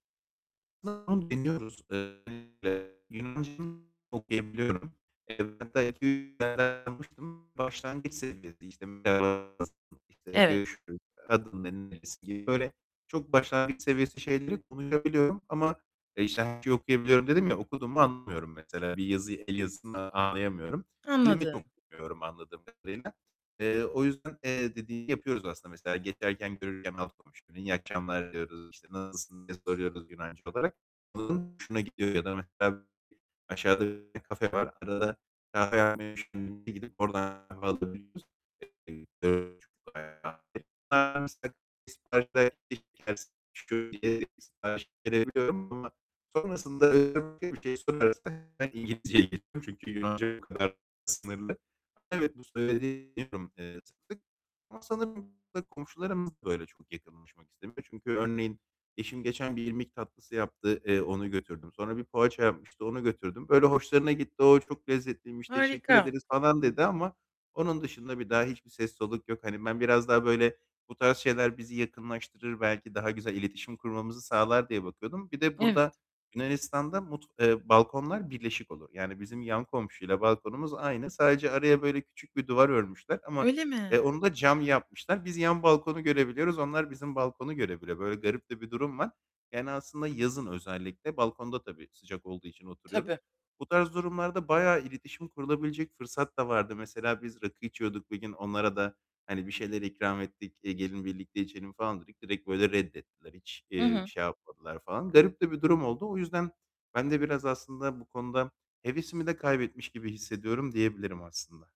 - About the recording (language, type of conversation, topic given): Turkish, advice, Komşularla iyi ilişkiler kurarak yeni mahalleye nasıl uyum sağlayabilirim?
- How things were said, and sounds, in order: distorted speech; other background noise; tapping; unintelligible speech; unintelligible speech; unintelligible speech; unintelligible speech; unintelligible speech